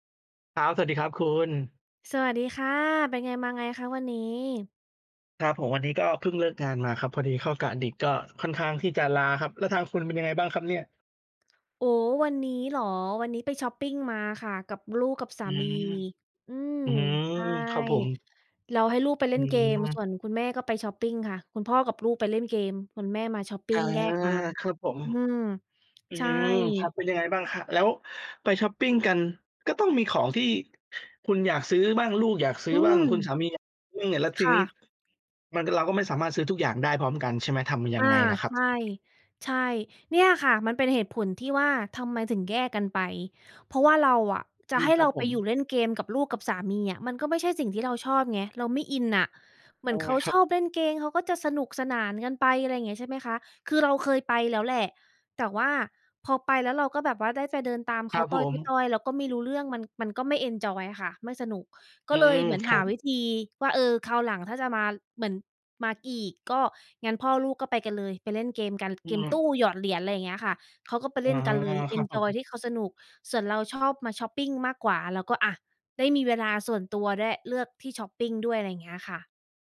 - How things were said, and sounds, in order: "ดึก" said as "ดิก"; other background noise; "เกม" said as "เกง"; in English: "เอนจอย"; in English: "เอนจอย"
- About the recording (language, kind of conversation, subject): Thai, unstructured, คุณเคยพยายามโน้มน้าวใครสักคนให้มองเห็นตัวตนที่แท้จริงของคุณไหม?